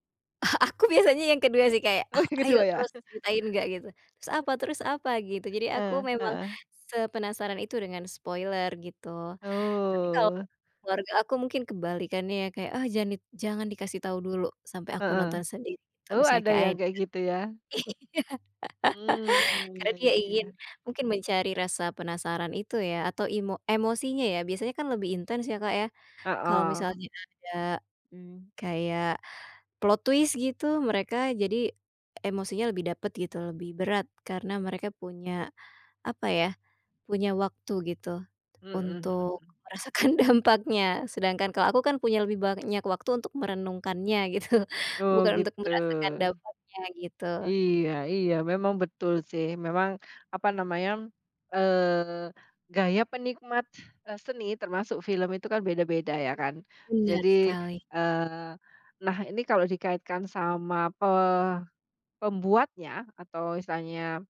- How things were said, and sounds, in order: laughing while speaking: "Ah, aku biasanya yang kedua, sih"; laughing while speaking: "Oh, yang kedua, ya?"; drawn out: "Oh"; in English: "spoiler"; other background noise; laughing while speaking: "iya"; chuckle; tapping; in English: "twist"; laughing while speaking: "merasakan dampaknya"; laughing while speaking: "gitu"; sigh
- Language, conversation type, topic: Indonesian, podcast, Bagaimana kamu menghadapi spoiler tentang serial favoritmu?